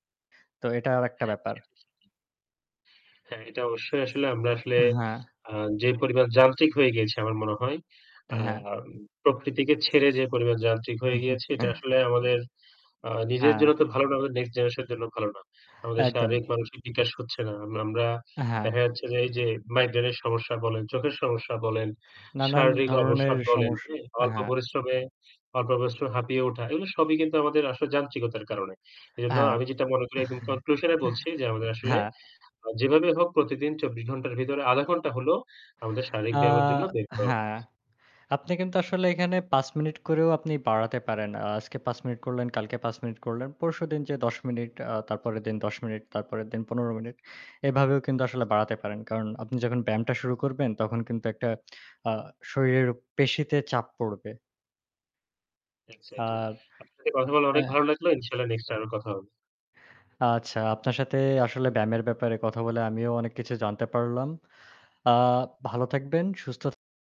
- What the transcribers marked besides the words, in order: static; chuckle; other background noise; chuckle; in English: "কনক্লুশন"; distorted speech; "সাথে" said as "সাতে"
- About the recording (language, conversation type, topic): Bengali, unstructured, আপনি কেন মনে করেন নিয়মিত ব্যায়াম করা গুরুত্বপূর্ণ?
- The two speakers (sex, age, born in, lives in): male, 20-24, Bangladesh, Bangladesh; male, 35-39, Bangladesh, Bangladesh